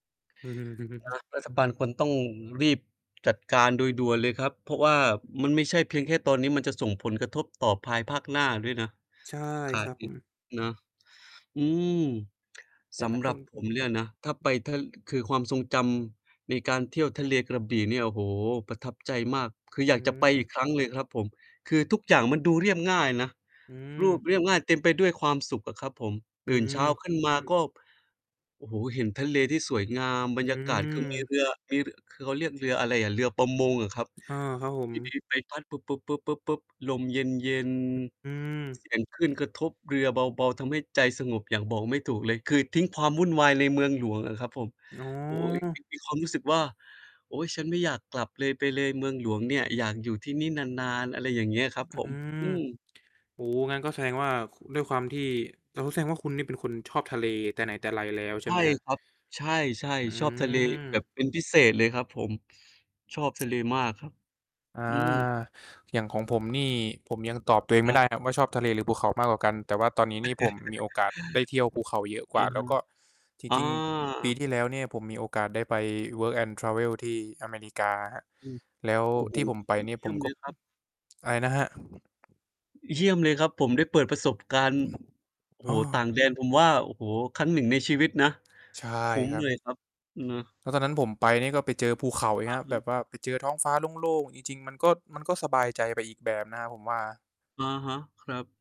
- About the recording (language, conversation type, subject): Thai, unstructured, สถานที่ไหนที่ทำให้คุณประทับใจมากที่สุด?
- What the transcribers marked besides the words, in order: distorted speech; other background noise; other noise; tapping; laugh; static